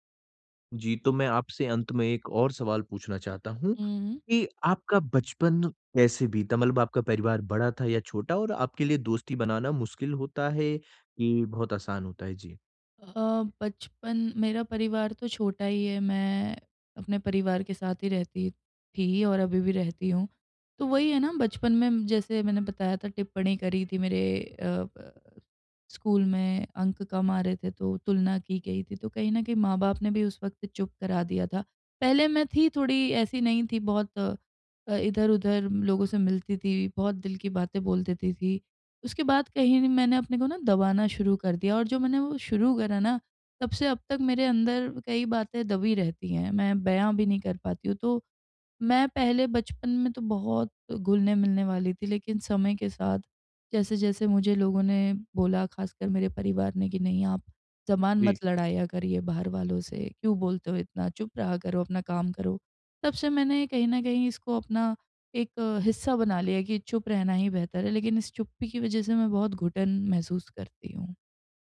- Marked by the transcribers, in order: none
- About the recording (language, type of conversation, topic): Hindi, advice, मैं पार्टी में शामिल होने की घबराहट कैसे कम करूँ?